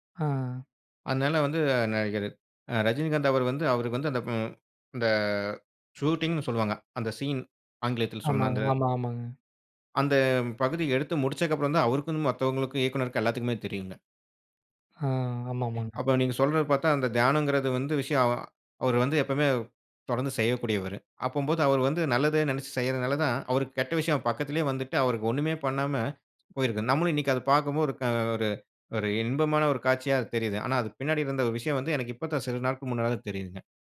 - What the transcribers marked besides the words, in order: in English: "ஷூட்டிங்ன்னு"; in English: "சீன்"; drawn out: "அந்த"; other noise
- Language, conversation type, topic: Tamil, podcast, பணச்சுமை இருக்கும்போது தியானம் எப்படி உதவும்?